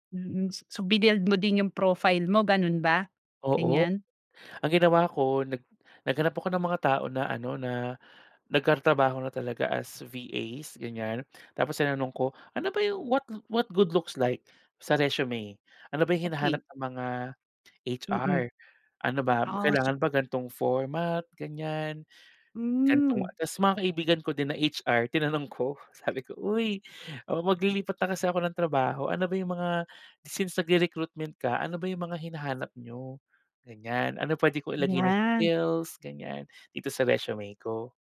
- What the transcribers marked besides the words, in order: none
- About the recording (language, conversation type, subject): Filipino, podcast, Gaano kahalaga ang pagbuo ng mga koneksyon sa paglipat mo?